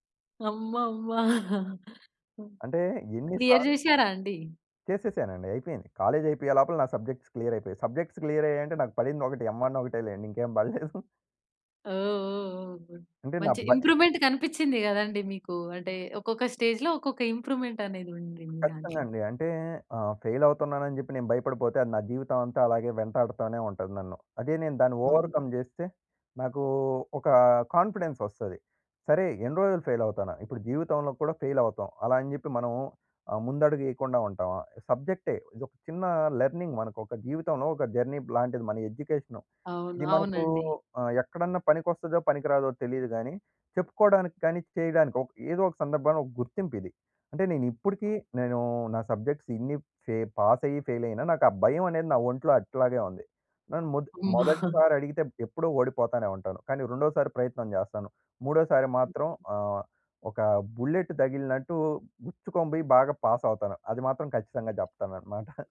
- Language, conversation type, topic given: Telugu, podcast, పరీక్షలో పరాజయం మీకు ఎలా మార్గదర్శకమైంది?
- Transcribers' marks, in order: chuckle; in English: "క్లియర్"; in English: "కాలేజ్"; in English: "సబ్జెక్ట్స్ క్లియర్"; in English: "సబ్జెక్ట్స్ క్లియర్"; in English: "ఎమ్ వన్"; in English: "గుడ్"; in English: "ఇంప్రూవ్‌మెంట్"; in English: "స్టేజ్‌లో"; in English: "ఇంప్రూవ్‌మెంట్"; in English: "ఫెయిల్"; in English: "ఓవర్‌కమ్"; in English: "కాన్ఫిడెన్స్"; in English: "ఫెయిల్"; in English: "ఫెయిల్"; in English: "లెర్నింగ్"; in English: "ఎడ్యుకేషన్"; in English: "సబ్జెక్ట్స్"; in English: "పాస్"; in English: "ఫెయిల్"; chuckle; other background noise; in English: "బుల్లెట్"; in English: "పాస్"; laughing while speaking: "చెప్తానన్నమాట"